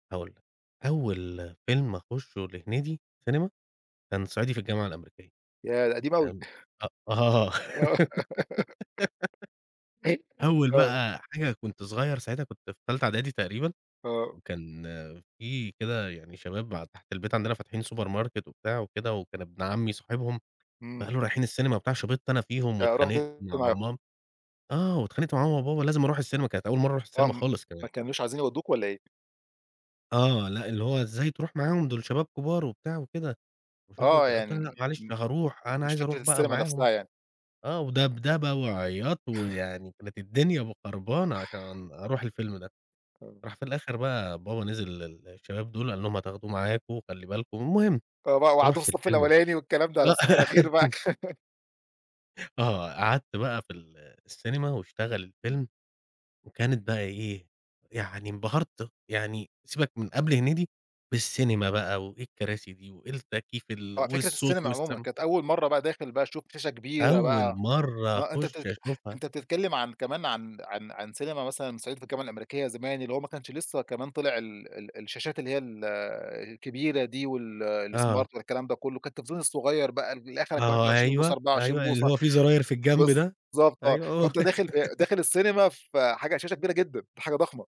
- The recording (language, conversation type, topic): Arabic, podcast, مين الفنان المحلي اللي بتفضّله؟
- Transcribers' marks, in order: laughing while speaking: "آه"; giggle; chuckle; giggle; tapping; unintelligible speech; chuckle; unintelligible speech; laughing while speaking: "آه"; laugh; laughing while speaking: "معاك"; laugh; in English: "الsmart"; laughing while speaking: "هو"